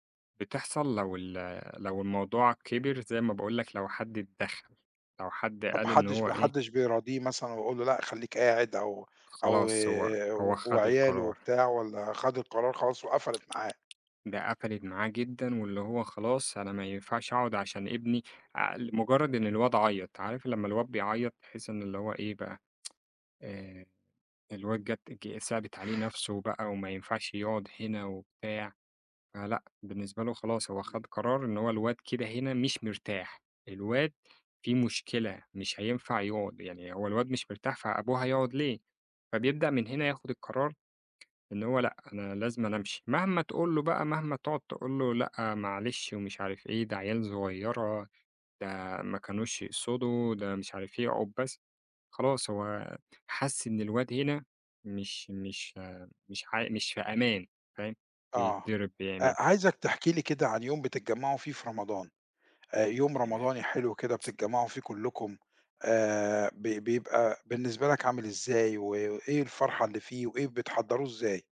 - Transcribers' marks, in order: tapping; other background noise; tsk
- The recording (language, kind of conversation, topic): Arabic, podcast, احكيلي عن تقليد عائلي بتحبّه؟